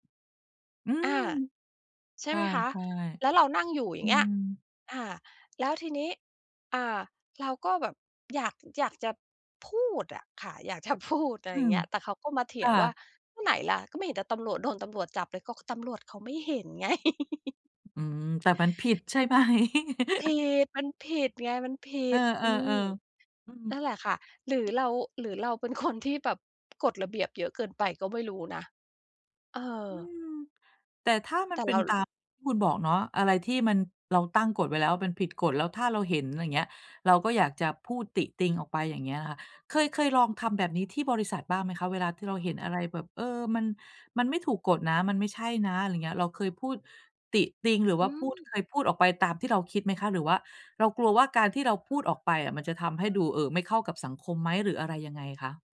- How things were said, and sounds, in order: laughing while speaking: "อยากจะพูด"; chuckle; laughing while speaking: "ไหม ?"; other background noise
- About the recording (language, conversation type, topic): Thai, advice, จะเริ่มสร้างนิสัยให้สอดคล้องกับตัวตนและค่านิยมของตัวเองในชีวิตประจำวันได้อย่างไร?